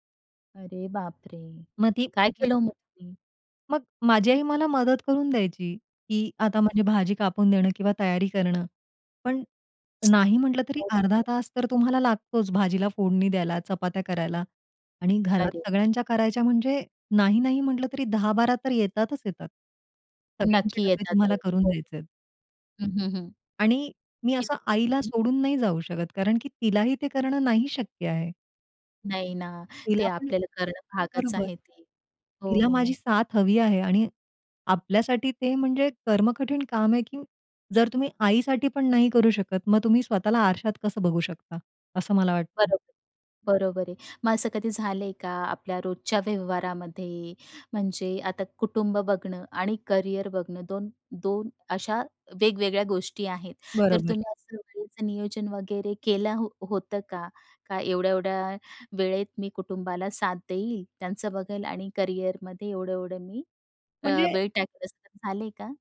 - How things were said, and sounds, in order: tapping; tsk; other noise
- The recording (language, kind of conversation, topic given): Marathi, podcast, कुटुंब आणि करिअर यांच्यात कसा समतोल साधता?